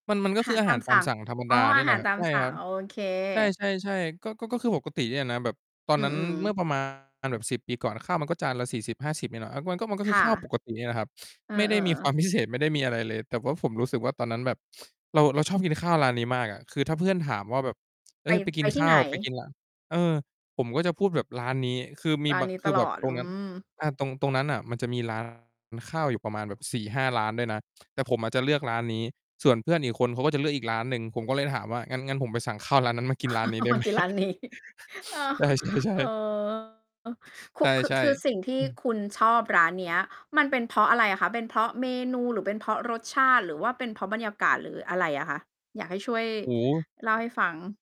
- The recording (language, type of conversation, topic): Thai, podcast, ทำอาหารเองแล้วคุณรู้สึกอย่างไรบ้าง?
- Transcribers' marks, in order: distorted speech; laughing while speaking: "พิเศษ"; mechanical hum; chuckle; laughing while speaking: "กินร้านนี้ เออ"; laughing while speaking: "ได้ไหม ?"; chuckle; sniff; laughing while speaking: "ใช่ ๆ ๆ"